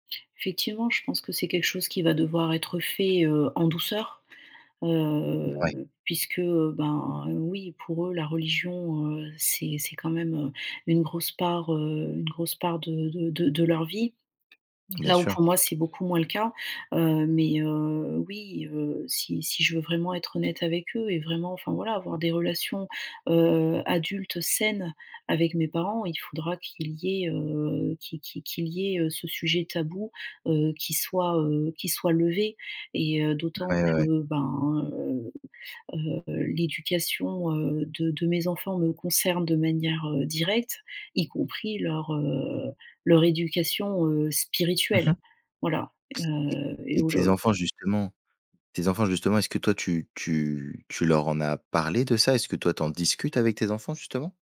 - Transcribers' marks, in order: other background noise; stressed: "saines"; stressed: "spirituelle"
- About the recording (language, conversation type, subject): French, advice, Comment faire face à une période de remise en question de mes croyances spirituelles ou religieuses ?